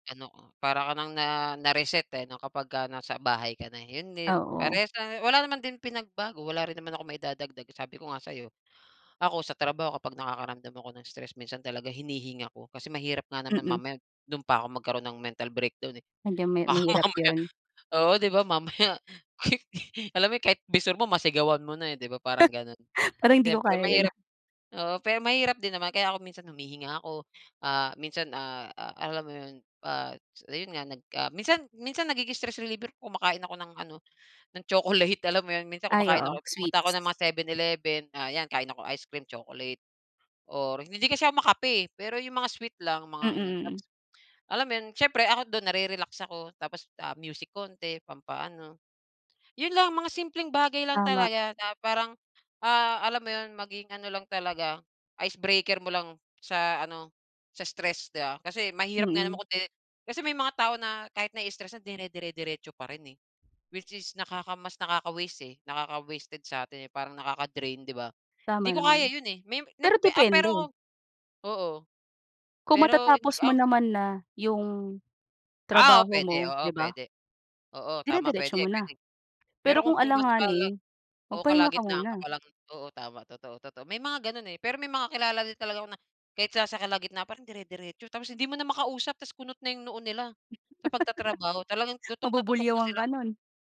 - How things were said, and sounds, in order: tapping; unintelligible speech; laugh; other background noise
- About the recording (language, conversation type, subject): Filipino, unstructured, Paano mo hinaharap ang stress sa trabaho?